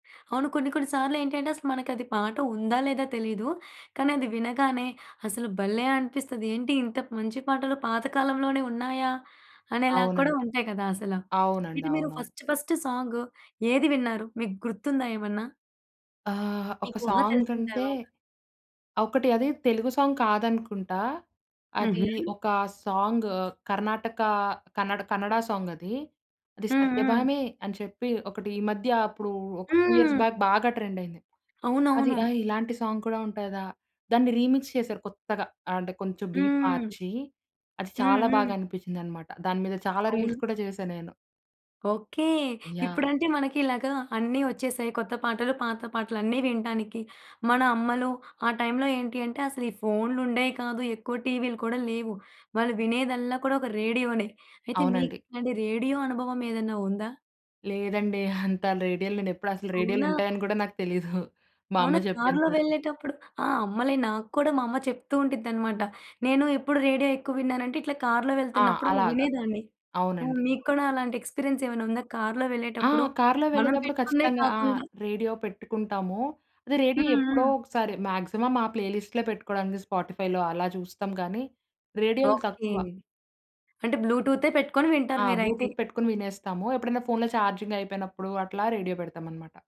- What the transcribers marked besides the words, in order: in English: "ఫస్ట్ ఫస్ట్ సాంగ్"; in English: "సాంగ్"; in English: "సాంగ్"; in English: "సాంగ్"; other background noise; in English: "సాంగ్"; in English: "టూ ఇయర్స్ బ్యాక్"; in English: "ట్రెండ్"; in English: "సాంగ్"; in English: "రీమిక్స్"; in English: "బీట్"; in English: "రీల్స్"; in English: "టైమ్‌లో"; giggle; giggle; in English: "ఎక్స్పీరియన్స్"; in English: "మాక్సిమం"; in English: "బ్లూటూత్"; in English: "ఛార్జింగ్"
- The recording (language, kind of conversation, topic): Telugu, podcast, కొత్త పాటలను సాధారణంగా మీరు ఎక్కడ నుంచి కనుగొంటారు?